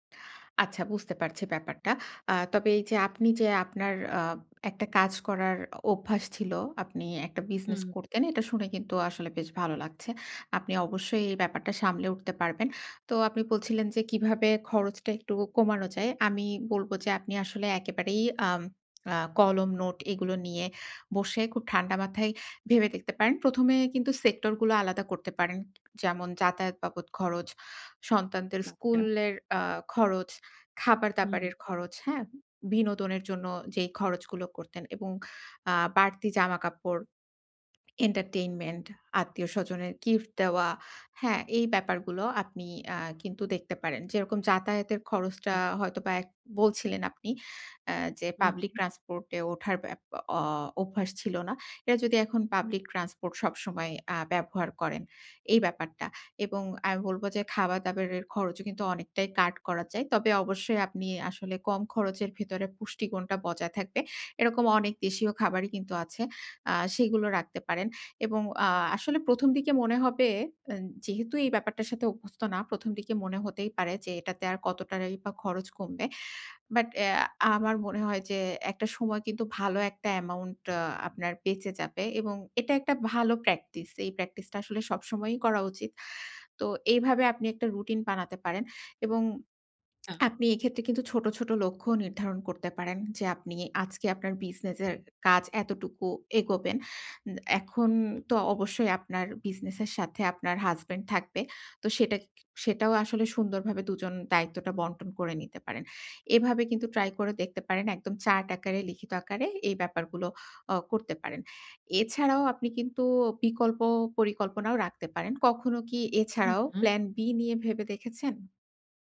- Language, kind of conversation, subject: Bengali, advice, অনিশ্চয়তার মধ্যে দ্রুত মানিয়ে নিয়ে কীভাবে পরিস্থিতি অনুযায়ী খাপ খাইয়ে নেব?
- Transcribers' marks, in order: tapping; swallow; lip smack; in English: "entertainment"; in English: "public transport"; in English: "public transport"; swallow; lip smack; in English: "plan B"